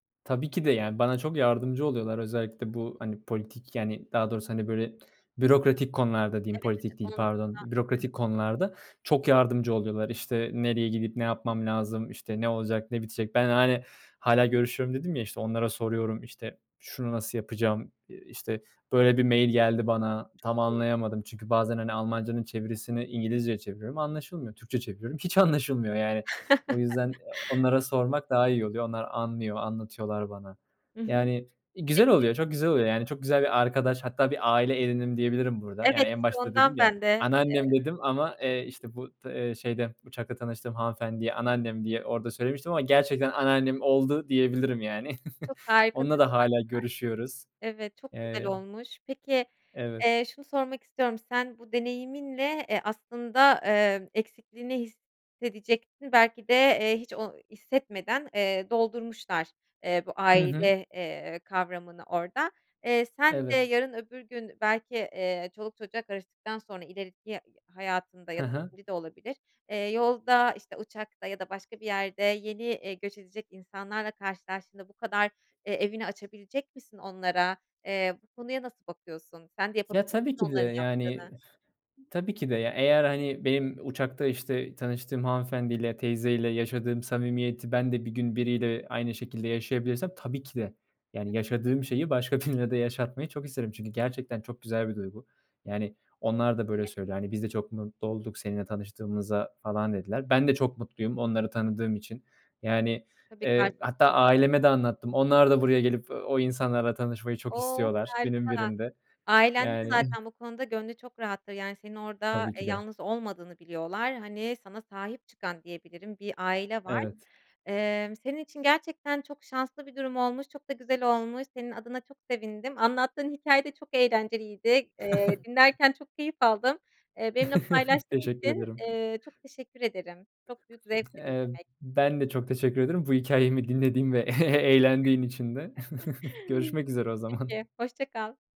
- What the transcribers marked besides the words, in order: other background noise; chuckle; laughing while speaking: "anlaşılmıyor"; chuckle; unintelligible speech; laughing while speaking: "birine"; tapping; drawn out: "Oh"; chuckle; chuckle; laughing while speaking: "eğlendiğin"; chuckle
- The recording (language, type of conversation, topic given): Turkish, podcast, Yabancı bir ailenin evinde misafir olduğun bir deneyimi bizimle paylaşır mısın?